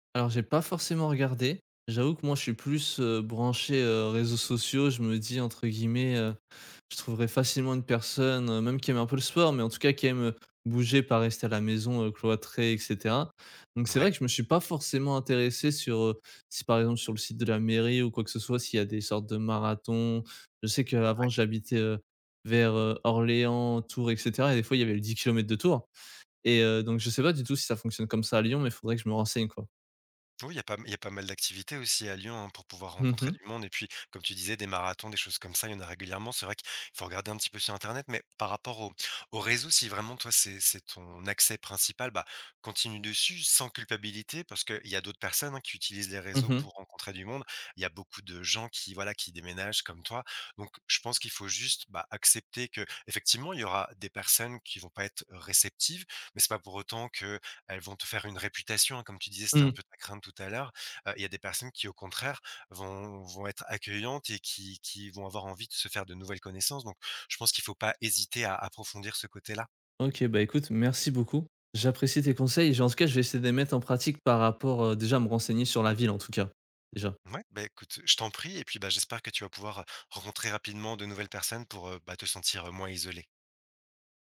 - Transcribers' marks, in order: none
- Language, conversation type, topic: French, advice, Pourquoi est-ce que j’ai du mal à me faire des amis dans une nouvelle ville ?